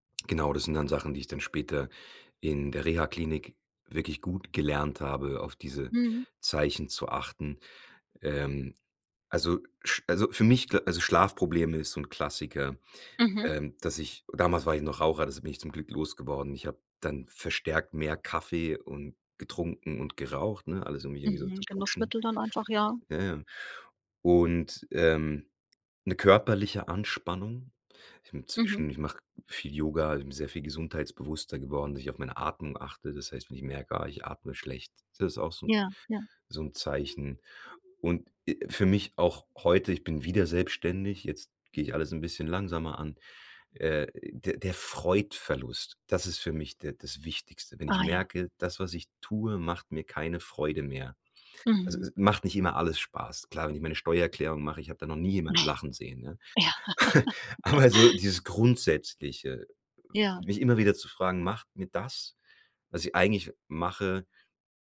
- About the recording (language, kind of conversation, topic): German, podcast, Wie merkst du, dass du kurz vor einem Burnout stehst?
- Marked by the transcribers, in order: laugh; chuckle; laughing while speaking: "Aber"